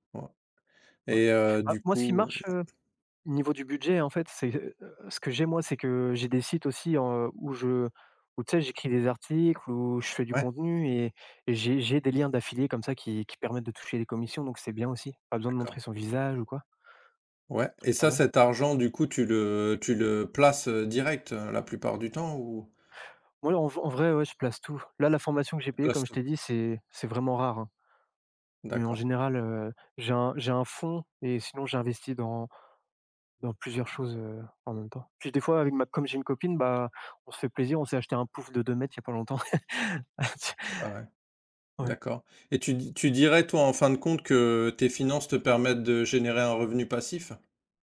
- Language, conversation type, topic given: French, unstructured, Comment gères-tu ton budget chaque mois ?
- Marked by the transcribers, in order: laugh